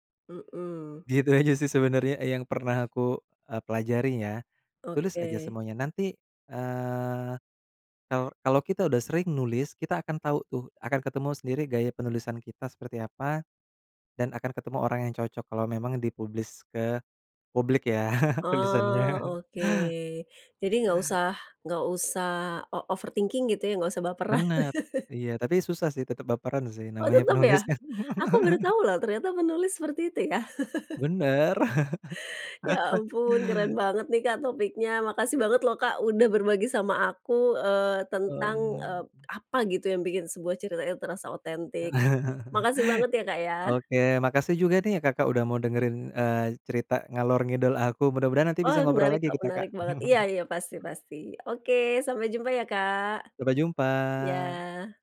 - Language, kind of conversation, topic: Indonesian, podcast, Menurutmu, apa yang membuat sebuah cerita terasa otentik?
- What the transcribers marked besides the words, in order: laughing while speaking: "Gitu aja, sih, sebenarnya"; sniff; in English: "di-publish"; laughing while speaking: "ya, tulisannya"; drawn out: "Oh"; in English: "overthinking"; laughing while speaking: "baperan"; chuckle; laughing while speaking: "kan"; chuckle; laughing while speaking: "Benar"; chuckle; chuckle; in Javanese: "ngalor-ngidul"; chuckle